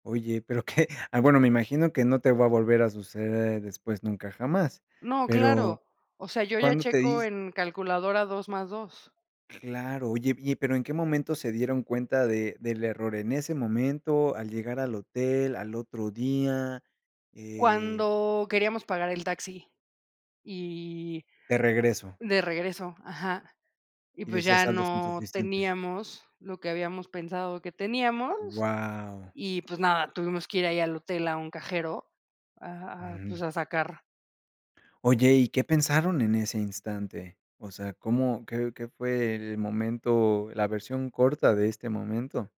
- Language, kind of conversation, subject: Spanish, podcast, ¿Qué error cometiste durante un viaje y qué aprendiste de esa experiencia?
- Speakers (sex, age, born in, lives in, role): female, 35-39, Mexico, Mexico, guest; male, 35-39, Mexico, Mexico, host
- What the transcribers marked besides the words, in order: none